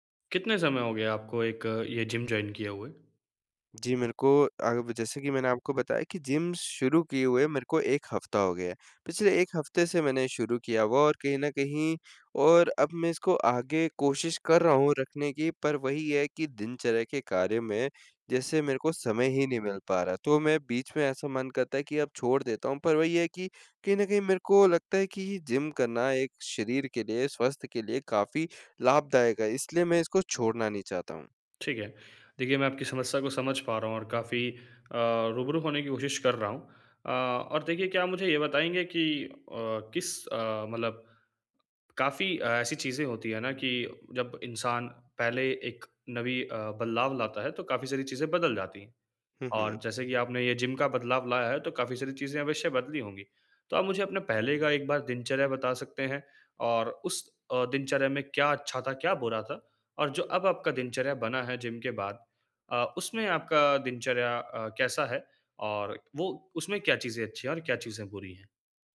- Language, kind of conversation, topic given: Hindi, advice, दिनचर्या में अचानक बदलाव को बेहतर तरीके से कैसे संभालूँ?
- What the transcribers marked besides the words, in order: tapping; in English: "जॉइन"